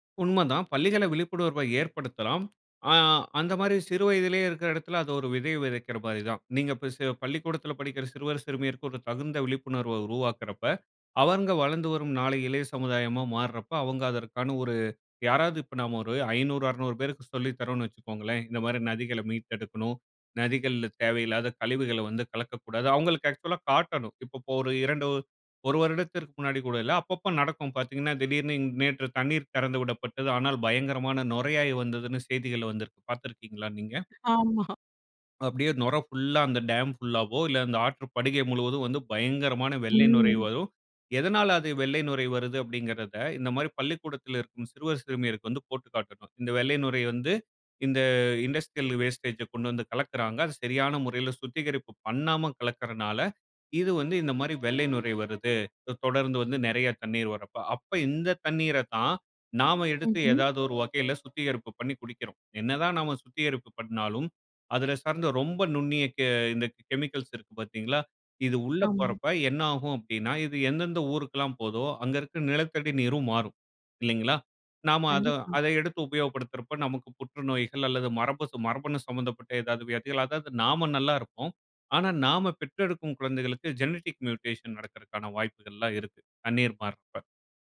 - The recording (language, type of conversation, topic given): Tamil, podcast, ஒரு நதியை ஒரே நாளில் எப்படிச் சுத்தம் செய்யத் தொடங்கலாம்?
- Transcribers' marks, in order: "பள்ளிகள்ல" said as "பள்ளிகள"; in English: "ஆக்ஸூலா"; chuckle; in English: "டாம்"; drawn out: "இந்த"; in English: "இண்டஸ்ட்ரியல் வேஸ்டேஜ்"; other background noise; in English: "ஜெனடிக் மியூட்டேஷன்"